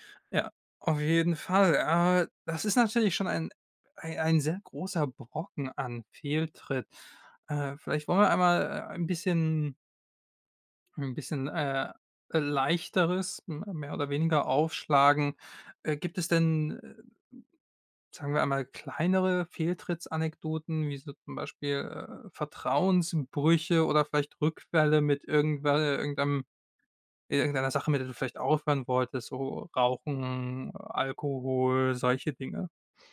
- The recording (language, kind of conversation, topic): German, podcast, Was hilft dir, nach einem Fehltritt wieder klarzukommen?
- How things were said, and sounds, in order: none